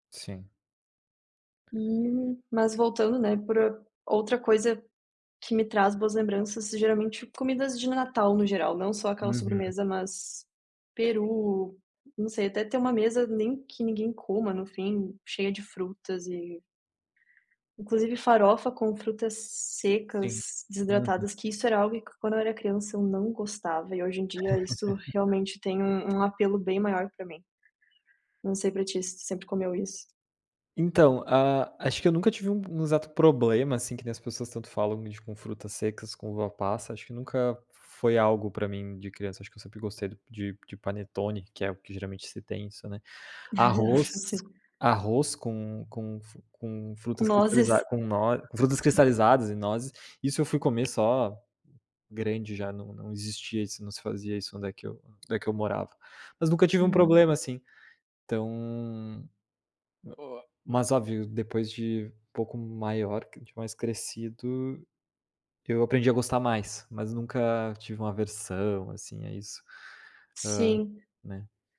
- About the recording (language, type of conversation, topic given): Portuguese, unstructured, Qual comida típica da sua cultura traz boas lembranças para você?
- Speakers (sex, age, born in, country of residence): female, 25-29, Brazil, Italy; male, 25-29, Brazil, Italy
- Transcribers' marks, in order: other background noise; tapping; laugh; unintelligible speech; unintelligible speech